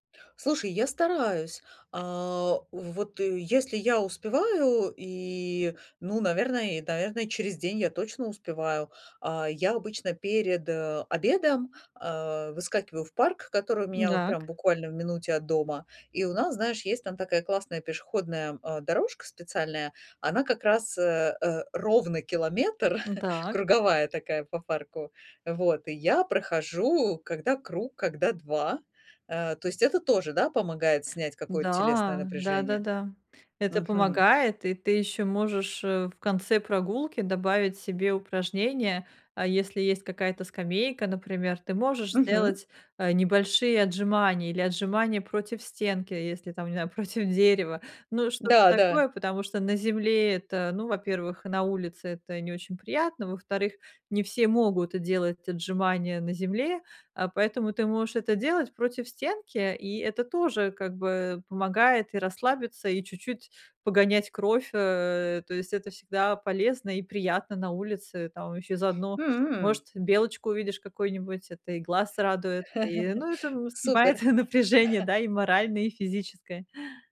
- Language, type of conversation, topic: Russian, advice, Как можно быстро и просто снять телесное напряжение?
- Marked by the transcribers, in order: chuckle; laughing while speaking: "против дерева"; other background noise; laugh; laughing while speaking: "снимает напряжение"; chuckle